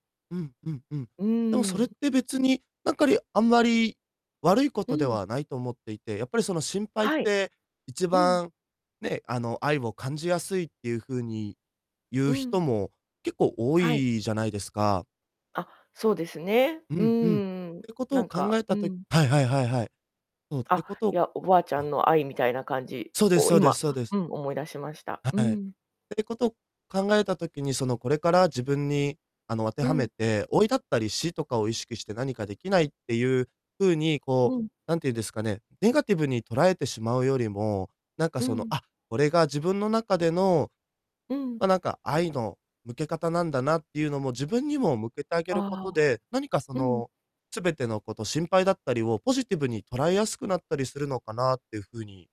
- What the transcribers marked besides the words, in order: distorted speech
- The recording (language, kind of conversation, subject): Japanese, advice, 老いや死を意識してしまい、人生の目的が見つけられないと感じるのはなぜですか？